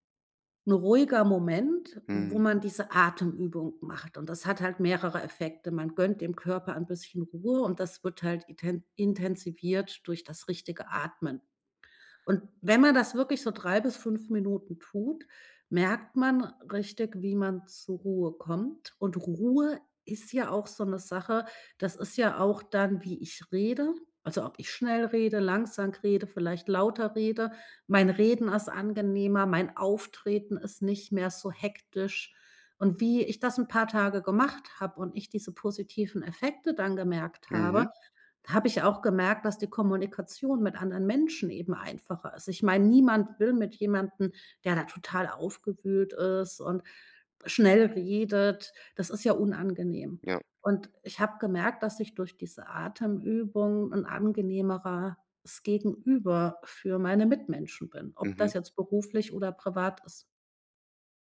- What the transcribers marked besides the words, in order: none
- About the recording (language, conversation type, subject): German, podcast, Wie bleibst du ruhig, wenn Diskussionen hitzig werden?